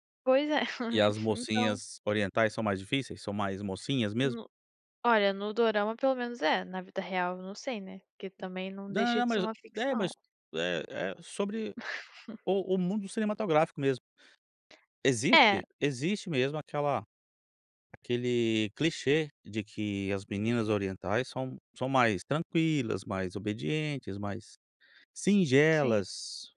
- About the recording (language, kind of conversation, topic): Portuguese, podcast, Você acha que maratonar séries funciona como terapia ou como uma forma de fuga?
- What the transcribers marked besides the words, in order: chuckle; laugh